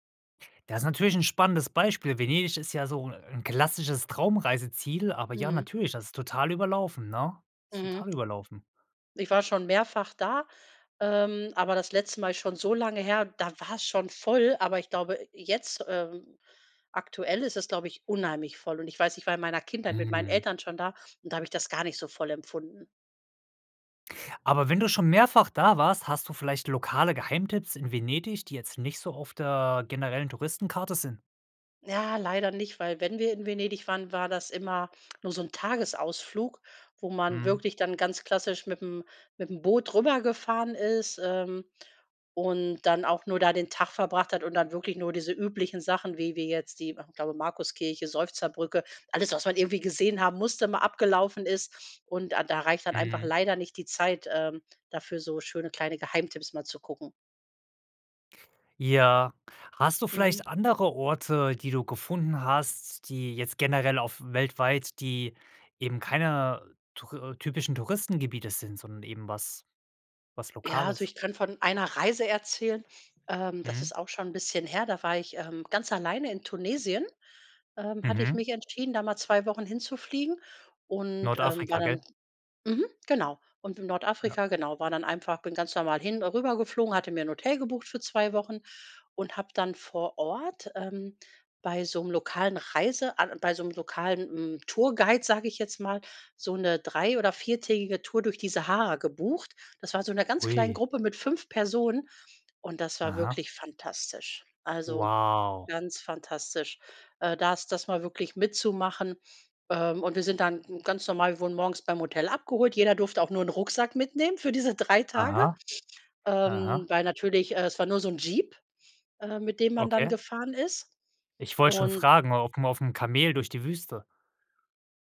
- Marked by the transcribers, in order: stressed: "unheimlich"; drawn out: "Ja"; stressed: "Geheimtipps"; drawn out: "Wow"
- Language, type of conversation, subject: German, podcast, Wie findest du lokale Geheimtipps, statt nur die typischen Touristenorte abzuklappern?